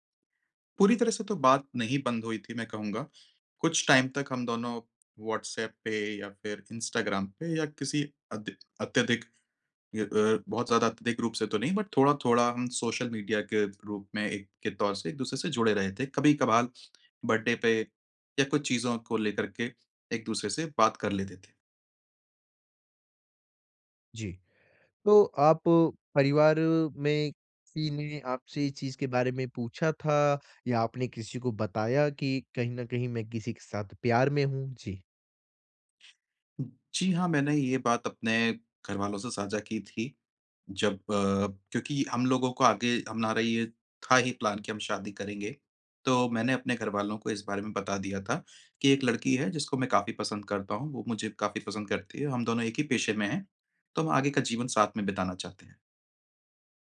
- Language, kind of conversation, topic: Hindi, advice, रिश्ता टूटने के बाद अस्थिर भावनाओं का सामना मैं कैसे करूँ?
- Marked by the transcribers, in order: in English: "टाइम"; in English: "बट"; "कभी-कभार" said as "कभी-कभाल"; tapping; in English: "बर्थडे"; other noise; in English: "प्लान"